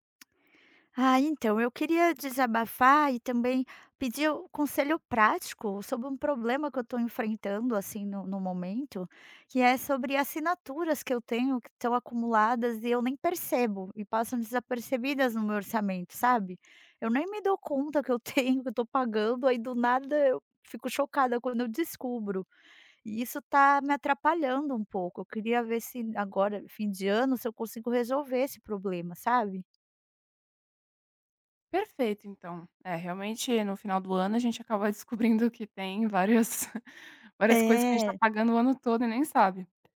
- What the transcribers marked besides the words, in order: laughing while speaking: "descobrindo que tem várias"; tapping
- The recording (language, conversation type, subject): Portuguese, advice, Como identificar assinaturas acumuladas que passam despercebidas no seu orçamento?